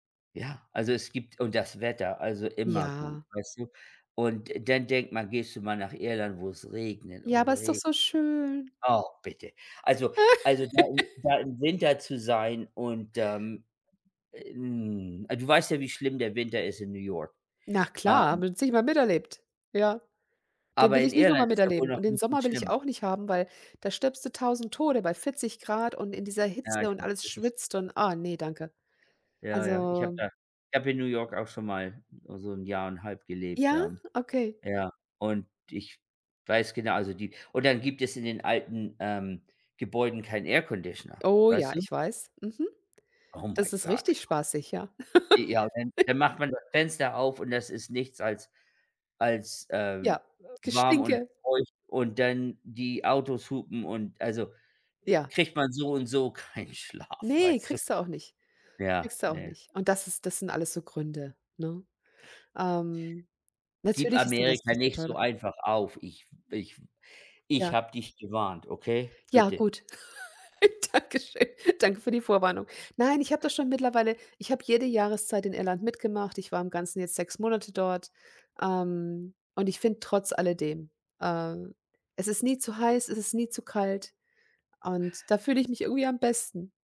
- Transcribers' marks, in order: joyful: "so schön"; laugh; in English: "Oh my God"; laugh; laughing while speaking: "kein Schlaf, weißt du?"; unintelligible speech; laugh; laughing while speaking: "Danke schön"
- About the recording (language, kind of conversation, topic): German, unstructured, Wie beeinflusst die Angst vor Veränderung deine Entscheidungen?